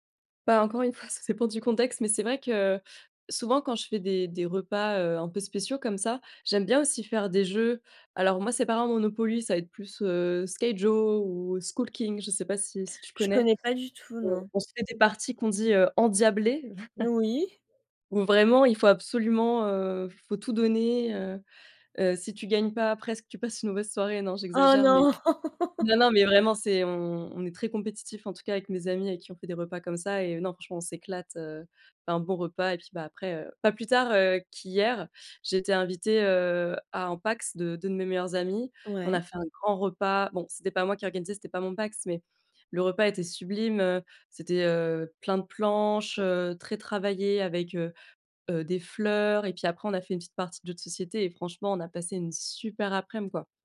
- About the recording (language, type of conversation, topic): French, unstructured, Comment prépares-tu un repas pour une occasion spéciale ?
- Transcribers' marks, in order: chuckle; laugh; other background noise